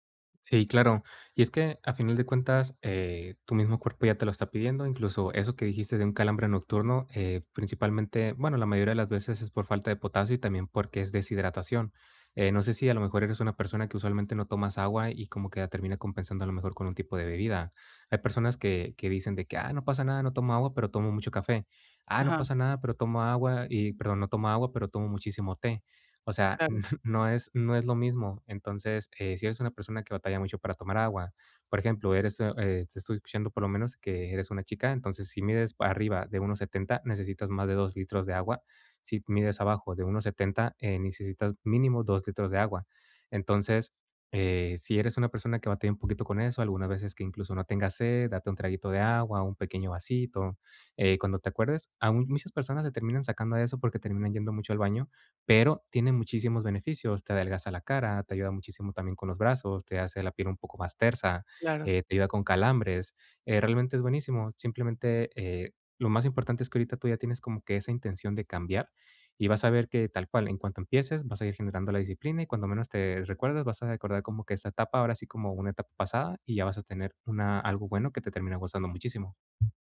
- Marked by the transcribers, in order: tapping; chuckle
- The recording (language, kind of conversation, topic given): Spanish, advice, ¿Cómo puedo superar el miedo y la procrastinación para empezar a hacer ejercicio?